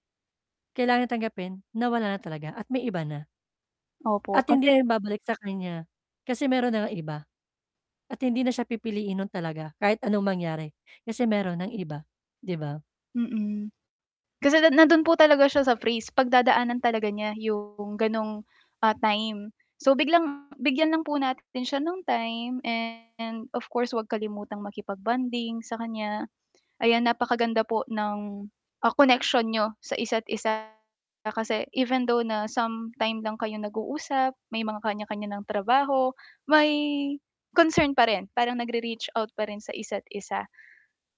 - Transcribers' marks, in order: distorted speech; static; "phase" said as "phrase"; tapping
- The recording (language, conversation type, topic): Filipino, advice, Paano ako makikipag-usap nang malinaw at tapat nang hindi nakakasakit?